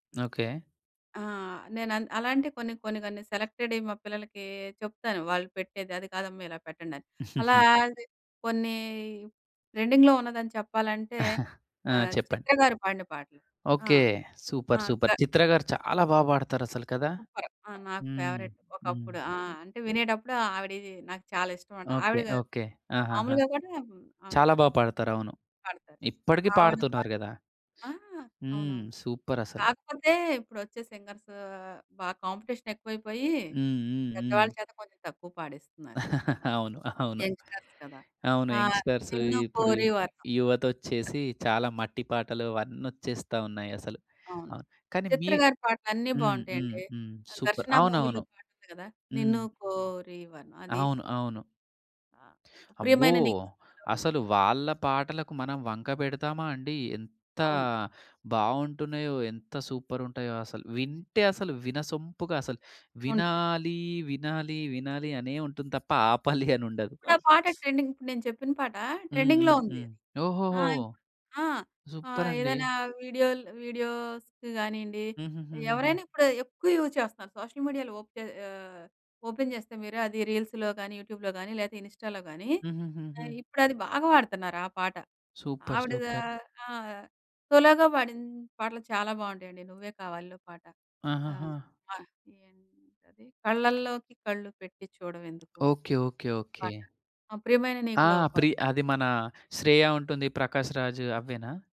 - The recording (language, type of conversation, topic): Telugu, podcast, మీ పాటల ఎంపికలో సినిమా పాటలే ఎందుకు ఎక్కువగా ఉంటాయి?
- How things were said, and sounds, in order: other background noise; giggle; in English: "ట్రెండింగ్‌లో"; chuckle; in English: "సూపర్. సూపర్"; in English: "సూపర్"; in English: "ఫేవరైట్"; sniff; in English: "సూపర్"; in English: "సింగర్స్"; chuckle; in English: "యంగ్‌స్టర్స్"; in English: "యంగ్‌స్టర్స్"; in English: "సూపర్"; in English: "మూవీలో"; in English: "ట్రెండింగ్"; in English: "ట్రెండింగ్‌లో"; in English: "వీడియోస్‌కి"; in English: "యూజ్"; in English: "సోషల్ మీడియాలో"; in English: "ఓపెన్"; in English: "రీల్స్‌లో"; in English: "యూట్యూబ్‌లో"; in English: "సూపర్. సూపర్"; in English: "సోలోగా"; tapping